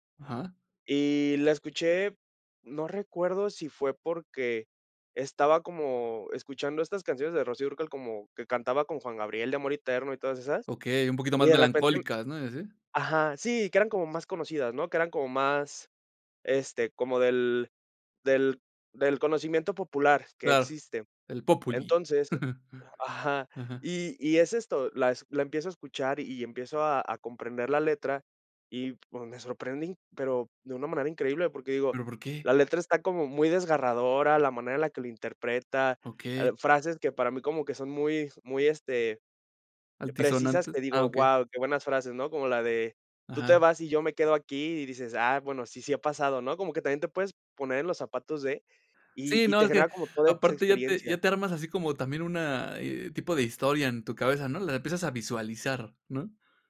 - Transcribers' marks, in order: giggle
- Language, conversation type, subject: Spanish, podcast, ¿Qué canción redescubriste y te sorprendió para bien?